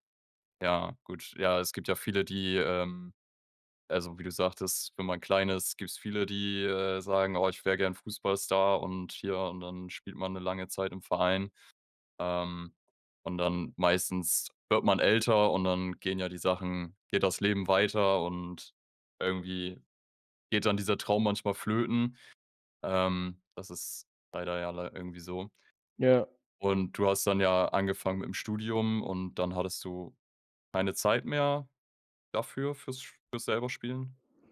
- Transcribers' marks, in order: none
- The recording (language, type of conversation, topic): German, podcast, Wie hast du dein liebstes Hobby entdeckt?